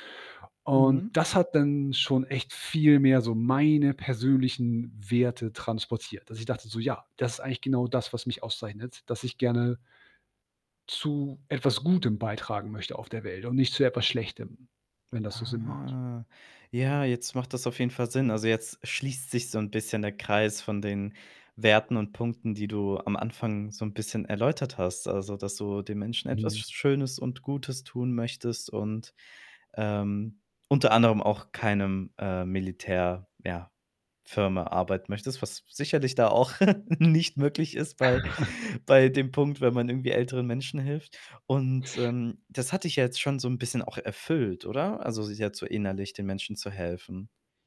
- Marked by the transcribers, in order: other background noise; drawn out: "Ah"; distorted speech; giggle; laughing while speaking: "nicht möglich ist bei"; chuckle
- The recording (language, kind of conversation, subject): German, podcast, Wie bringst du deine Werte im Berufsleben ein?